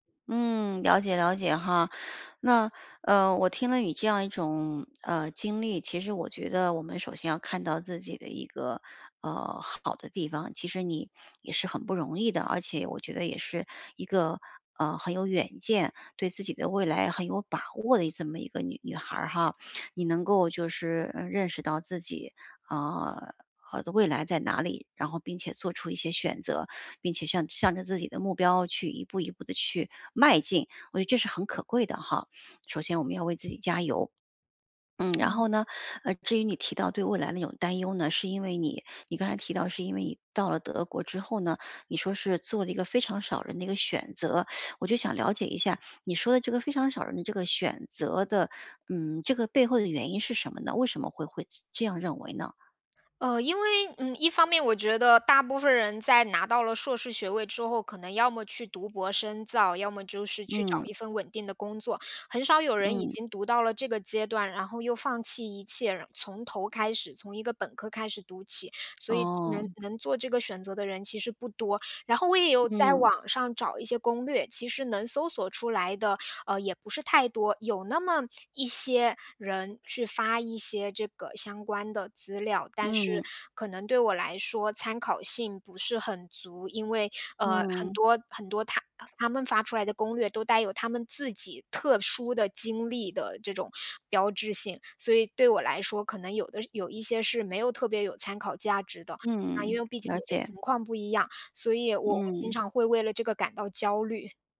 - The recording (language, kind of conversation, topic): Chinese, advice, 我老是担心未来，怎么才能放下对未来的过度担忧？
- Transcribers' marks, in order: other background noise